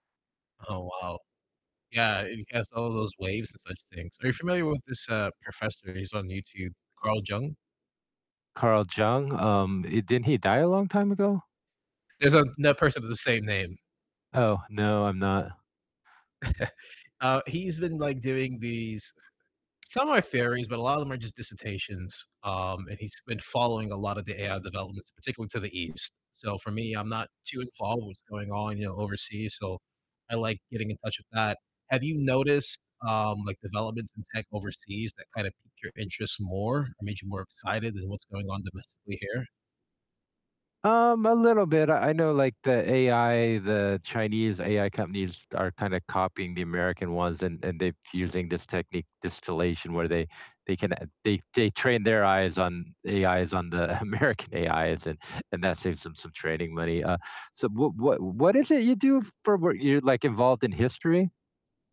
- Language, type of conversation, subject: English, unstructured, How do you think technology changes the way we learn?
- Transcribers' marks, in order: chuckle; tapping; laughing while speaking: "American"